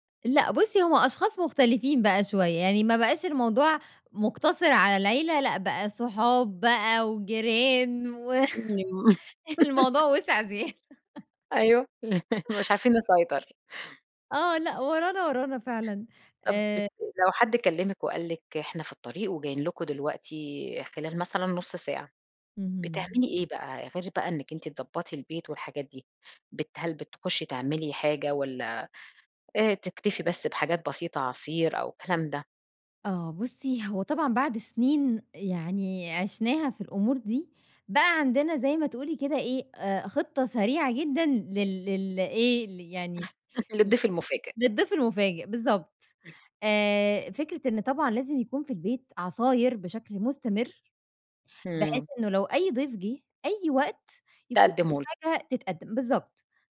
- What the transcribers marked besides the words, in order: laugh; other background noise; chuckle; laughing while speaking: "الموضوع وسع زيادة"; laugh; chuckle; chuckle; chuckle
- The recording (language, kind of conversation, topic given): Arabic, podcast, إزاي بتحضّري البيت لاستقبال ضيوف على غفلة؟